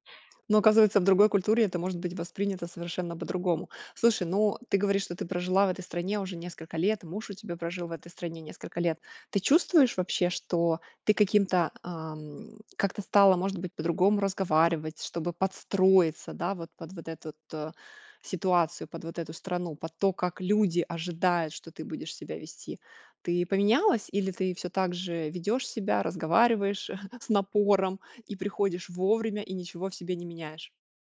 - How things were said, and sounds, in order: tapping; chuckle
- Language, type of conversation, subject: Russian, podcast, Когда вы впервые почувствовали культурную разницу?